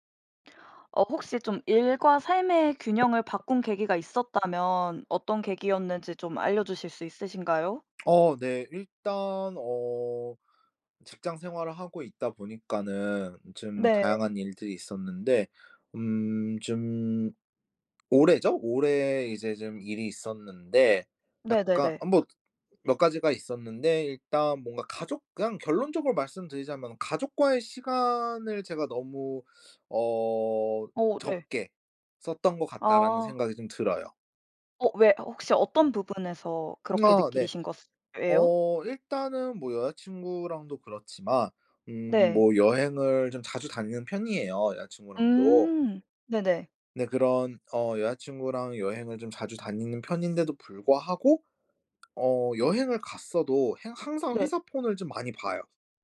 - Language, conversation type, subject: Korean, podcast, 일과 삶의 균형을 바꾸게 된 계기는 무엇인가요?
- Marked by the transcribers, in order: tapping; other background noise